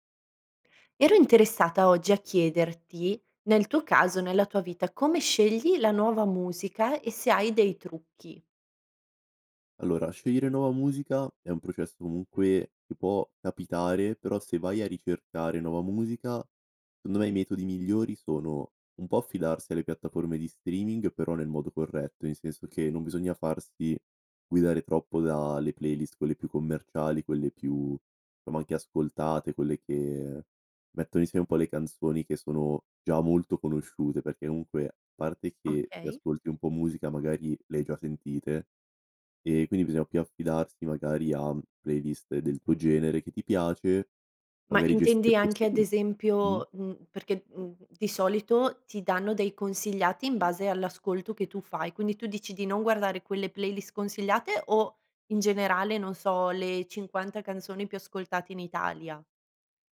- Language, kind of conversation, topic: Italian, podcast, Come scegli la nuova musica oggi e quali trucchi usi?
- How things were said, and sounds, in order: "secondo" said as "econdo"; other background noise; "comunque" said as "unque"; unintelligible speech